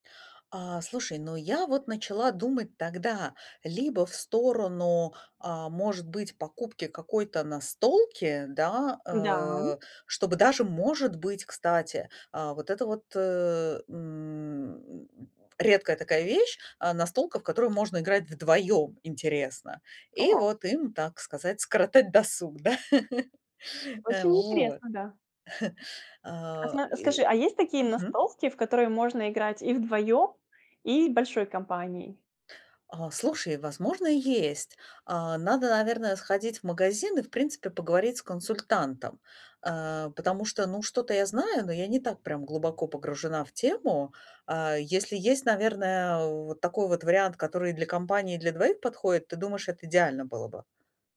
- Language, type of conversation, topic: Russian, advice, Как выбрать подходящий подарок близкому человеку?
- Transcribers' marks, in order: tapping; laugh; other noise; chuckle; other background noise